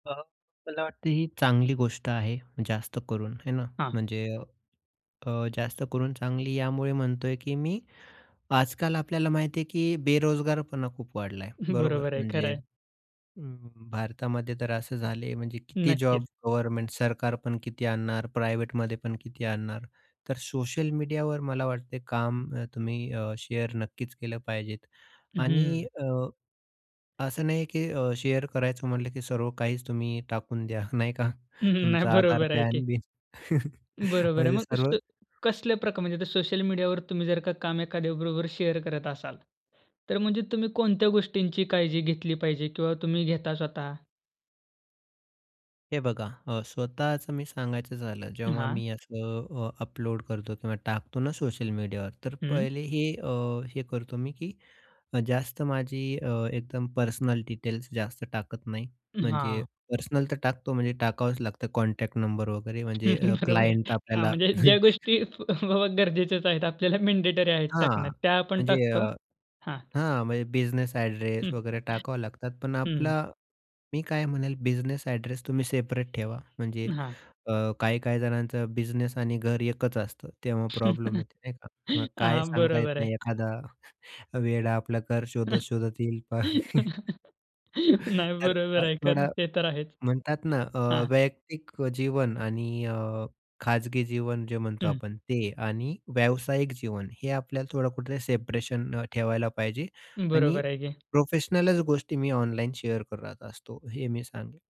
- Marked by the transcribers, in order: other noise; chuckle; in English: "शेअर"; in English: "शेअर"; chuckle; laughing while speaking: "नाही. बरोबर आहे की"; laughing while speaking: "द्या"; tapping; other background noise; laugh; in English: "शेअर"; chuckle; laughing while speaking: "बरोबर आहे. हां, म्हणजे ज्या … आहेत, आपल्याला मँडेटरी"; in English: "क्लायंट"; chuckle; in English: "अ‍ॅड्रेस"; in English: "अ‍ॅड्रेस"; laugh; laughing while speaking: "हां. बरोबर आहे"; laugh; laughing while speaking: "नाही, बरोबर आहे. खरंय. ते तर आहेच"; laughing while speaking: "एखादा वेडा आपलं घर शोधत-शोधत येईल"; laugh; in English: "शेअर"
- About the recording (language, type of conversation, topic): Marathi, podcast, सोशल मीडियावर तुम्ही तुमचं काम शेअर करता का, आणि का किंवा का नाही?